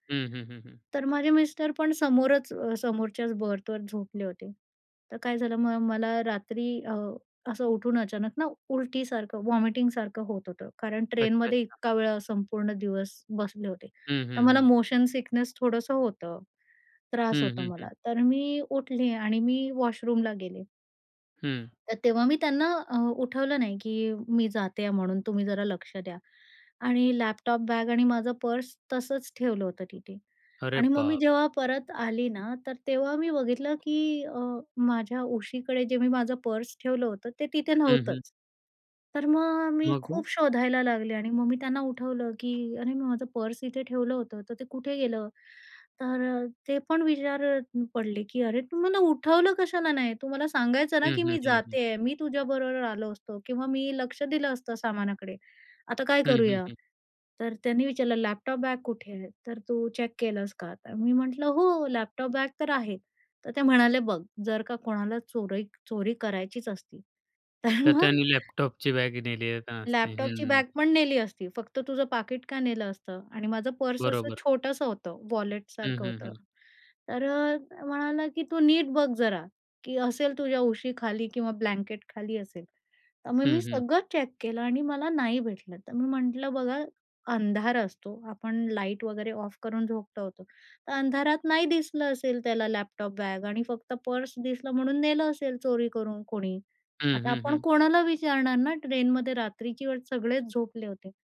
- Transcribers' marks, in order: in English: "वॉमिटिंगसारखं"; in English: "मोशन सिकनेस"; in English: "वॉशरूमला"; surprised: "अरे बापरे!"; other background noise; angry: "अरे! तू मला उठवलं कशाला नाही? तू मला सांगायचं ना"; laughing while speaking: "तर मग"; in English: "वॉलेटसारखं"; tapping; in English: "चेक"; in English: "ऑफ"
- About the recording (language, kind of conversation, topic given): Marathi, podcast, प्रवासात पैसे किंवा कार्ड हरवल्यास काय करावे?